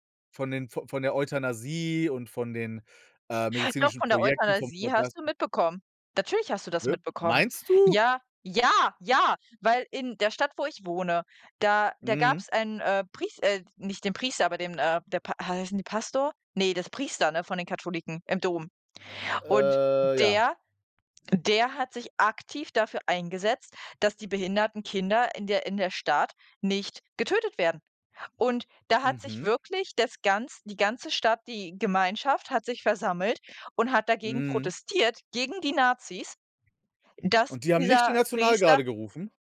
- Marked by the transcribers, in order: stressed: "ja, ja"; drawn out: "Äh"; other background noise
- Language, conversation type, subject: German, unstructured, Wie groß ist der Einfluss von Macht auf die Geschichtsschreibung?